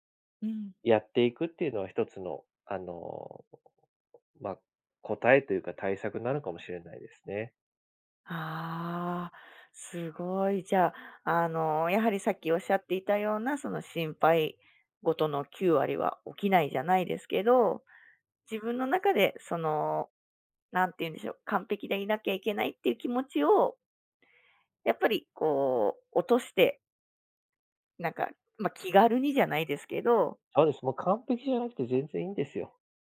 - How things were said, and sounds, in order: none
- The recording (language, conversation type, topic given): Japanese, podcast, 自信がないとき、具体的にどんな対策をしていますか?